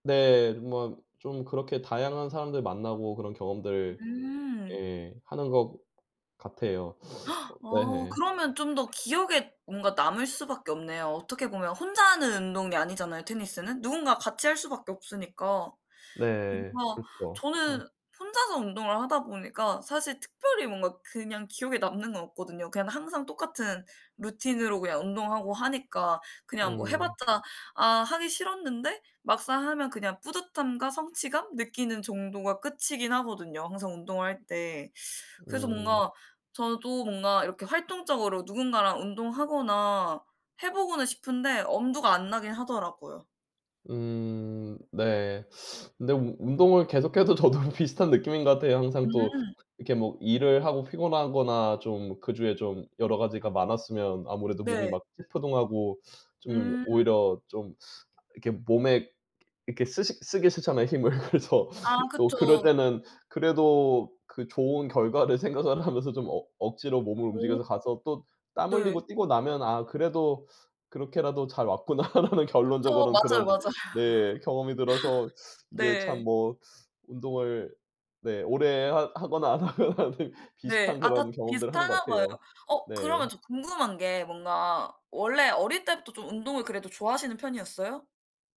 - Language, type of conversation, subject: Korean, unstructured, 운동을 하면서 가장 기억에 남는 경험은 무엇인가요?
- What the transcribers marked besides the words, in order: tapping; gasp; teeth sucking; other background noise; teeth sucking; laughing while speaking: "저도 비슷한"; teeth sucking; laughing while speaking: "힘을. 그래서"; laughing while speaking: "생각을 하면서"; laughing while speaking: "왔구나.'라는"; laughing while speaking: "맞아요"; teeth sucking; horn; laughing while speaking: "안 하거나"; laugh